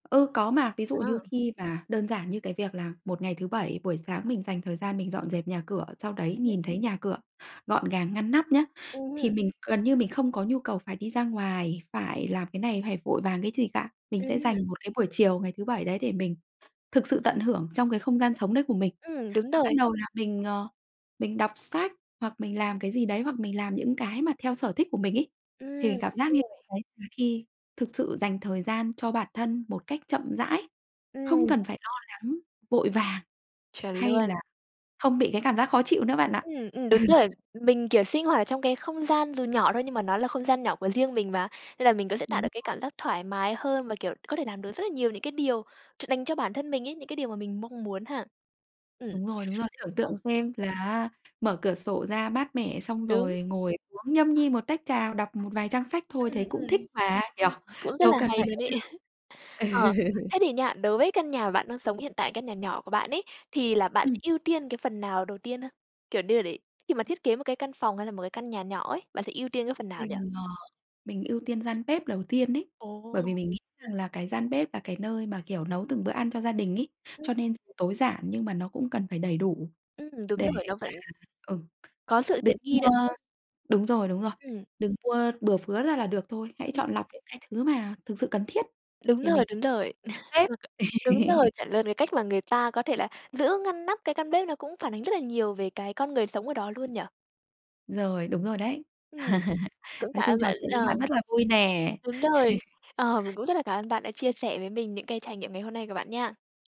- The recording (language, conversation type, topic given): Vietnamese, podcast, Bạn nghĩ gì về việc sống trong nhà nhỏ theo phong cách tối giản?
- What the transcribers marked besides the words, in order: tapping; other background noise; laughing while speaking: "Ừ"; chuckle; laughing while speaking: "Ừ"; chuckle; unintelligible speech; unintelligible speech; laugh; laugh; laugh